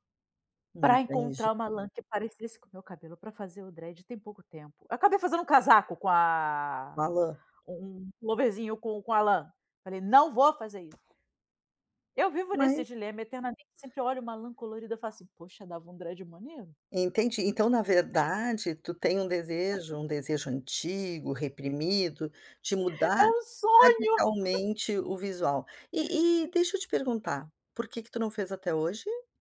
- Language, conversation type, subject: Portuguese, advice, Como posso mudar meu visual ou estilo sem temer a reação social?
- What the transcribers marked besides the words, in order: in English: "dread"; other background noise; in English: "dread"; chuckle; chuckle